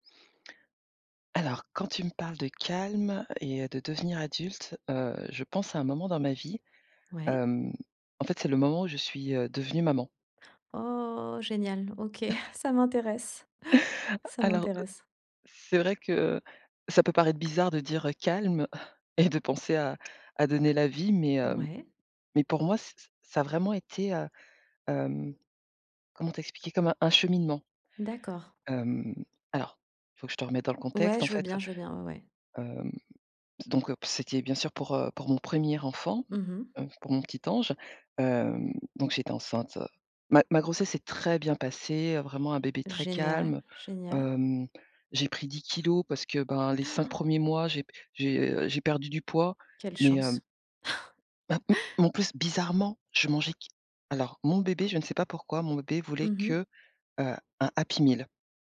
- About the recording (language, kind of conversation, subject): French, podcast, Peux-tu raconter un moment calme où tu t’es enfin senti adulte ?
- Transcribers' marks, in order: drawn out: "Oh"; chuckle; other noise; alarm; tapping; "kilogrammes" said as "kilo"; gasp; laugh; other background noise